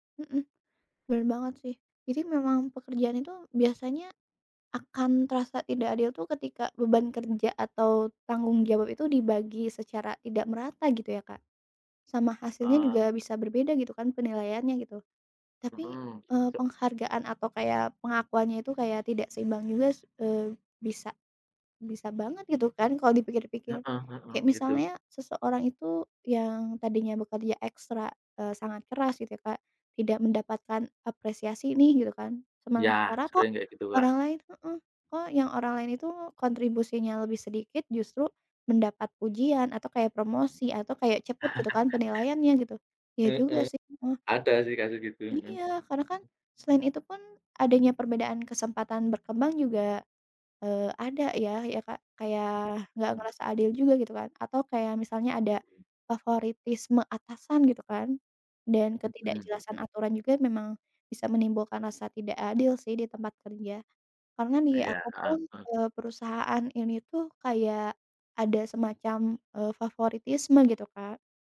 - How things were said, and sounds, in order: other background noise; chuckle; tapping
- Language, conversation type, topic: Indonesian, unstructured, Apa yang membuat pekerjaan terasa tidak adil menurutmu?